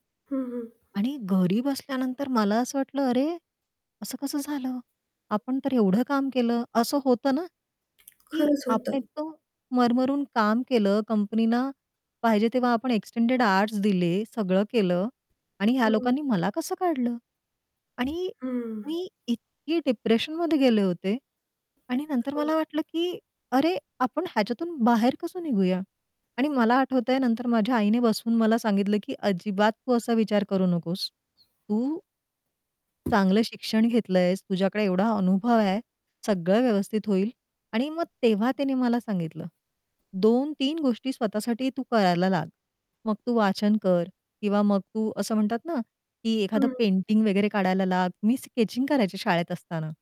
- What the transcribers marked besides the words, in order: static; tapping; distorted speech; in English: "एक्सटेंडेड आउअरस्"; other background noise; in English: "डिप्रेशनमध्ये"; bird; in English: "स्केचिंग"
- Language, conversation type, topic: Marathi, podcast, दिवसभरात स्वतःसाठी वेळ तुम्ही कसा काढता?